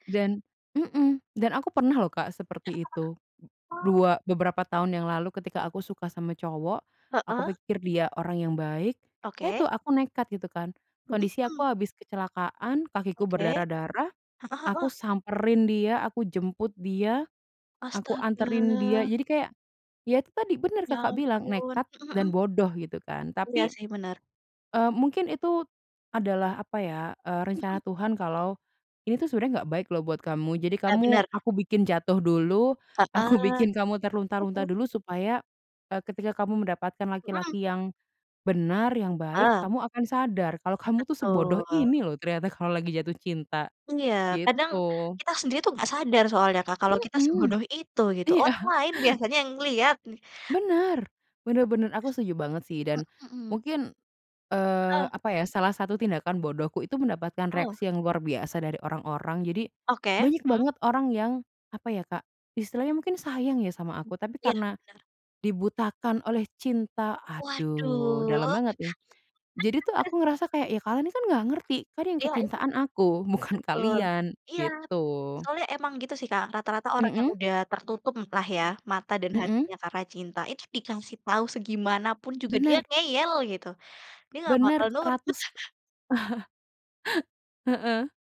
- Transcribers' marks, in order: laughing while speaking: "aku"; chuckle; laughing while speaking: "Iya"; other background noise; laugh; laughing while speaking: "bukan"; chuckle; tapping; chuckle
- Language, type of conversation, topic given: Indonesian, unstructured, Pernahkah kamu melakukan sesuatu yang nekat demi cinta?